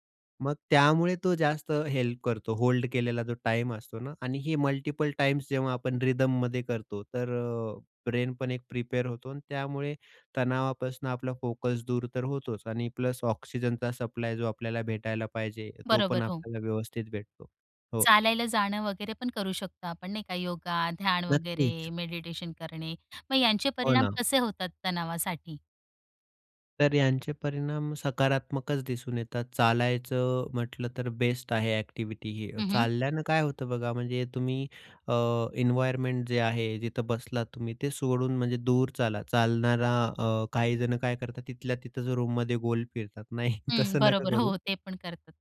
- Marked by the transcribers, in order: in English: "हेल्प"; in English: "होल्ड"; in English: "मल्टीपल टाइम्स"; in English: "रिदममध्ये"; in English: "ब्रेन"; in English: "प्रिपेर"; in English: "सप्लाय"; other background noise; in English: "रूममध्ये"; laughing while speaking: "नाही, तसं नका करू"
- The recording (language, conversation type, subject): Marathi, podcast, तणाव हाताळण्यासाठी तुम्ही नेहमी काय करता?